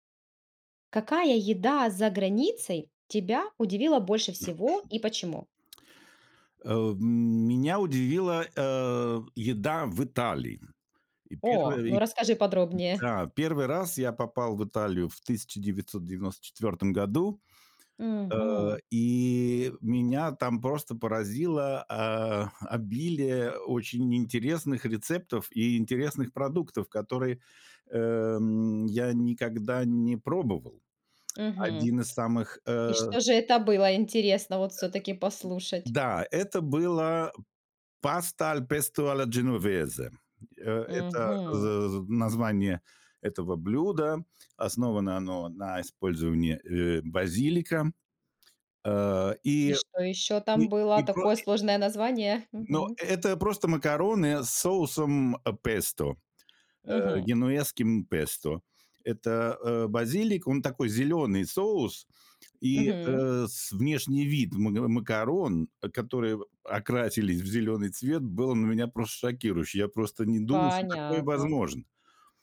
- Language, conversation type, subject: Russian, podcast, Какая еда за границей удивила тебя больше всего и почему?
- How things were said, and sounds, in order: throat clearing; tapping; other background noise; in Italian: "pasta al pesto alla genovese"